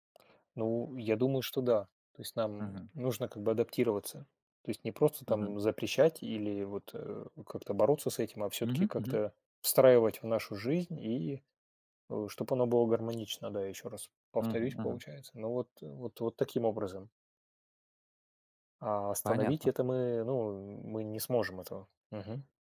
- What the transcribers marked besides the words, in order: other background noise
- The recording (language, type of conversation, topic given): Russian, unstructured, Почему так много школьников списывают?